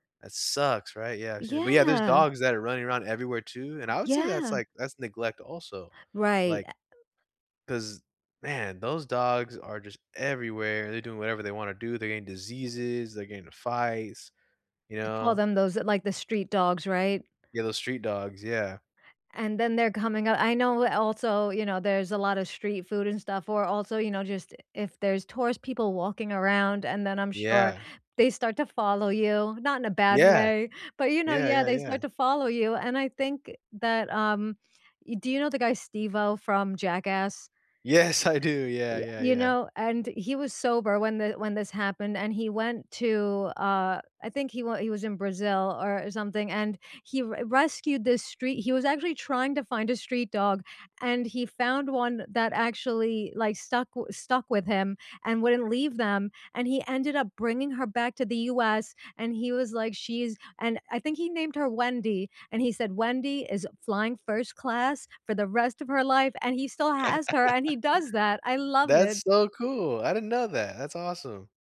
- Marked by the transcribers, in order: laugh
- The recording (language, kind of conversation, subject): English, unstructured, How should we respond to people who neglect their pets?